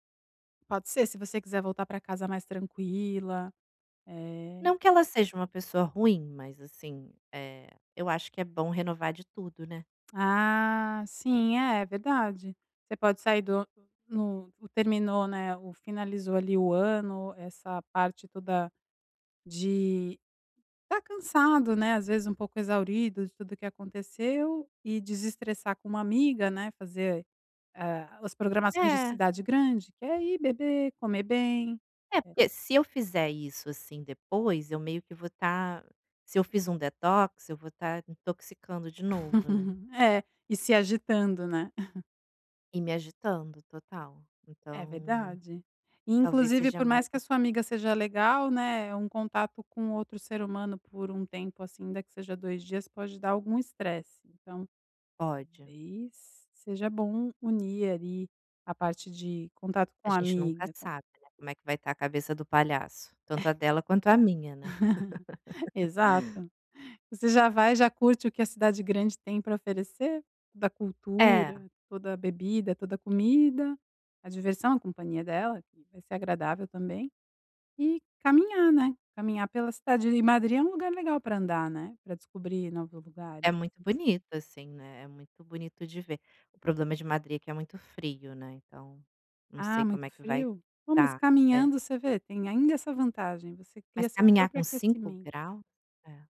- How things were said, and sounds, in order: unintelligible speech; in English: "detox"; laugh; chuckle; laugh
- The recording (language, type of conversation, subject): Portuguese, advice, Como aproveitar as férias mesmo com pouco tempo disponível?